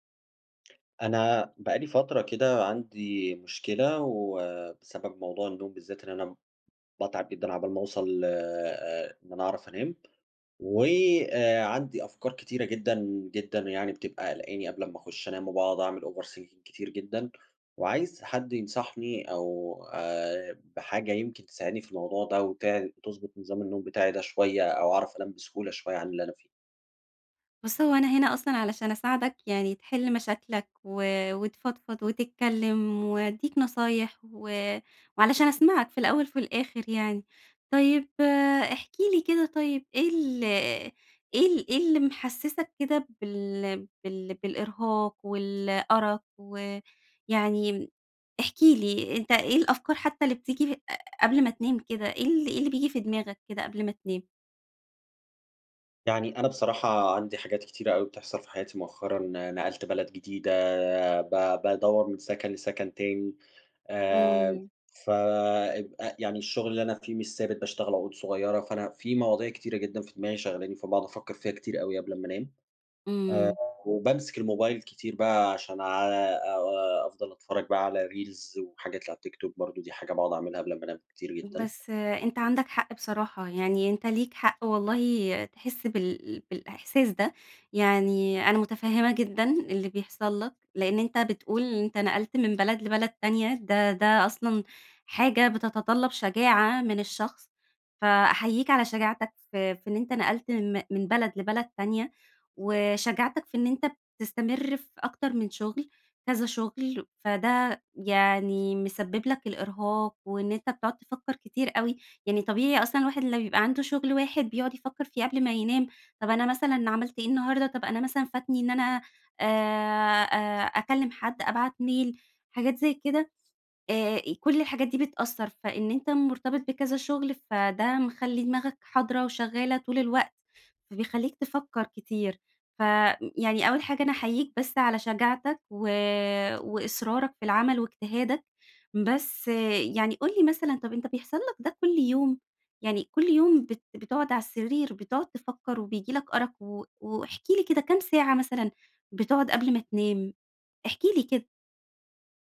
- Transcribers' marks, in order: tapping; in English: "overthinking"; in English: "Reels"; in English: "ميل"
- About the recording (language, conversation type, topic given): Arabic, advice, إزاي أتغلب على الأرق وصعوبة النوم بسبب أفكار سريعة ومقلقة؟
- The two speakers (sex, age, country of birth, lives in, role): female, 30-34, Egypt, Egypt, advisor; male, 30-34, Egypt, Germany, user